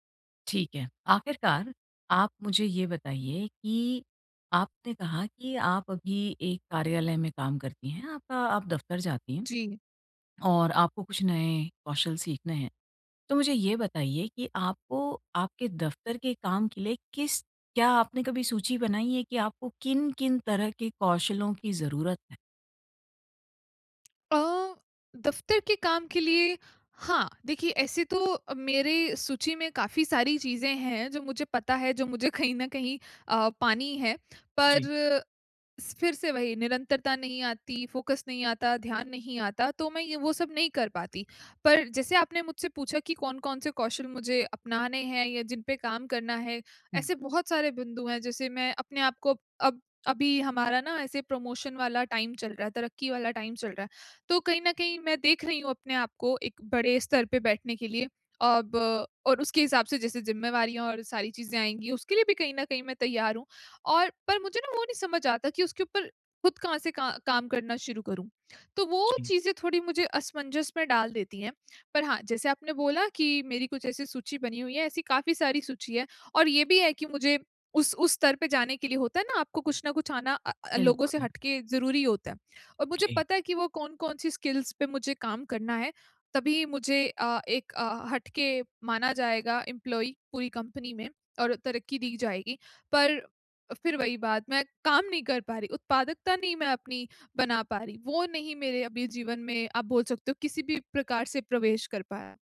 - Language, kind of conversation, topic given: Hindi, advice, बोरियत को उत्पादकता में बदलना
- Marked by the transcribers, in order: laughing while speaking: "कहीं न"; in English: "फ़ोकस"; in English: "प्रमोशन"; in English: "टाइम"; in English: "टाइम"; in English: "स्किल्स"; in English: "एम्प्लॉयी"